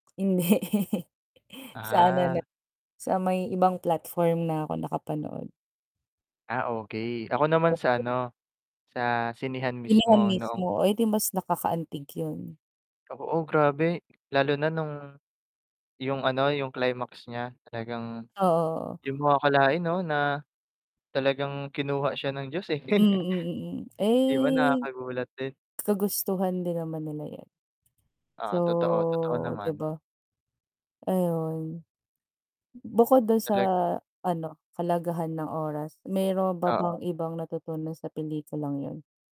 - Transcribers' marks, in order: chuckle; static; distorted speech; chuckle; "kahalagahan" said as "kalagahan"
- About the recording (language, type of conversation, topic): Filipino, unstructured, Aling pelikula o palabas ang nagbigay sa’yo ng inspirasyon, sa tingin mo?